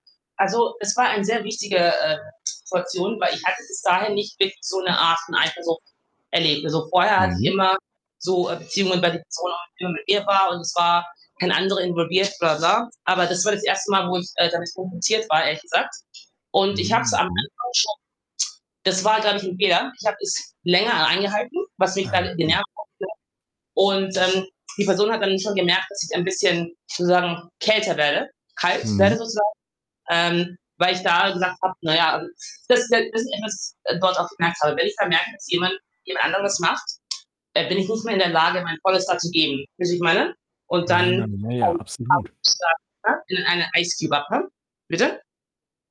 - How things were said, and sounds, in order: distorted speech; other background noise; unintelligible speech; unintelligible speech; unintelligible speech; unintelligible speech
- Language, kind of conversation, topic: German, advice, Wie kann ich mit Eifersuchtsgefühlen umgehen, die meine Beziehung belasten?